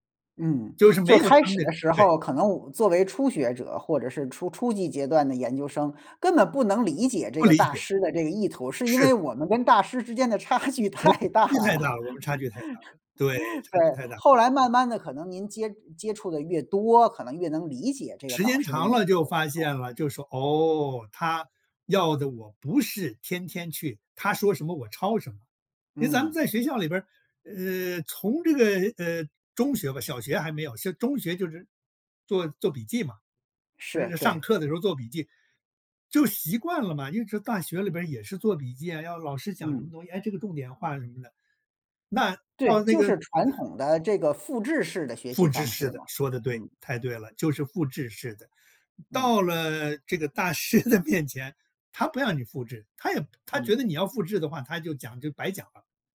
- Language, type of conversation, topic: Chinese, podcast, 怎么把导师的建议变成实际行动？
- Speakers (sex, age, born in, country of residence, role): male, 45-49, China, United States, host; male, 70-74, China, United States, guest
- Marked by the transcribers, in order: laughing while speaking: "差距太大了"; laugh; laughing while speaking: "大师的面前"